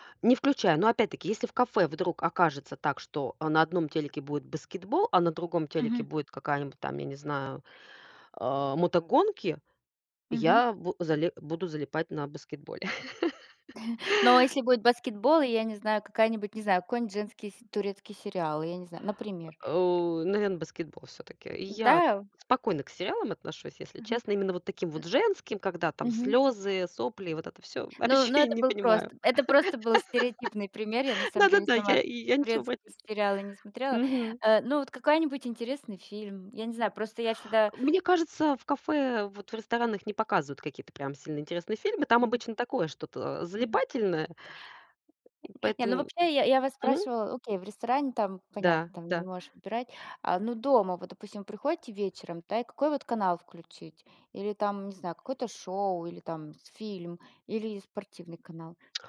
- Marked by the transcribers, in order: laugh; tapping; other background noise; laughing while speaking: "Вообще"; laugh
- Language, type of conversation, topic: Russian, unstructured, Какой спорт тебе нравится и почему?